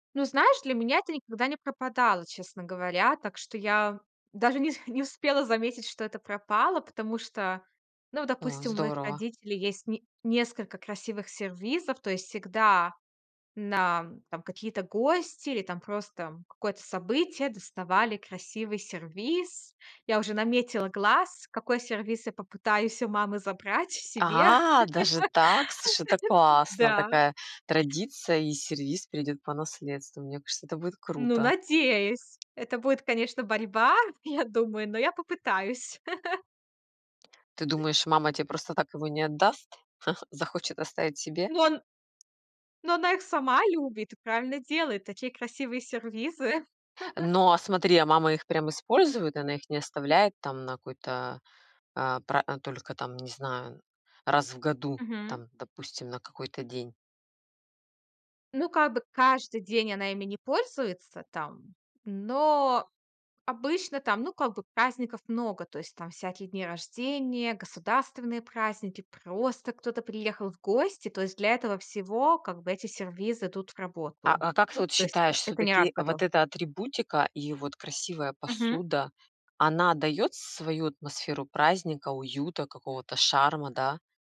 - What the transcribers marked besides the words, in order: chuckle; laugh; tapping; laugh; chuckle; other background noise; laugh
- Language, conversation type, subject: Russian, podcast, Как приготовить блюдо так, чтобы гости чувствовали себя как дома?